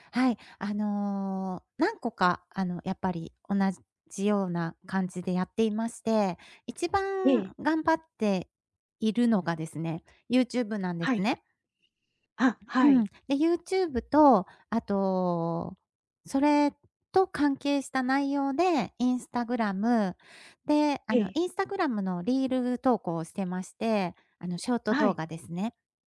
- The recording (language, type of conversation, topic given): Japanese, advice, 期待した売上が出ず、自分の能力に自信が持てません。どうすればいいですか？
- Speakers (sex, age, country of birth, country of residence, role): female, 45-49, Japan, Japan, advisor; female, 50-54, Japan, Japan, user
- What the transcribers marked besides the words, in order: other background noise